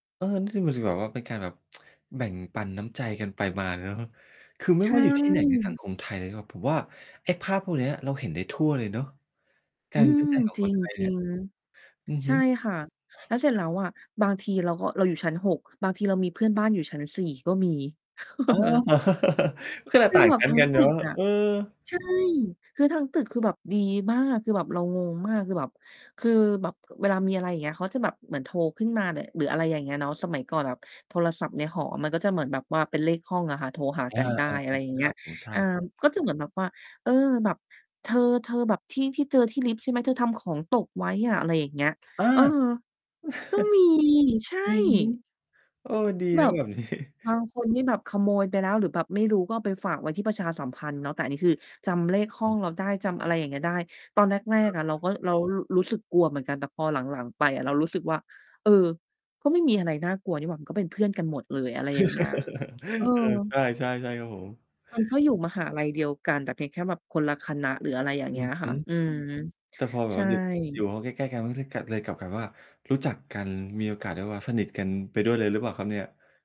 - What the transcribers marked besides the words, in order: mechanical hum; tsk; distorted speech; other background noise; chuckle; laughing while speaking: "เออ"; chuckle; chuckle; laughing while speaking: "นี้"; tapping; chuckle
- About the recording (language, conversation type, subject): Thai, podcast, ทำไมน้ำใจของเพื่อนบ้านถึงสำคัญต่อสังคมไทย?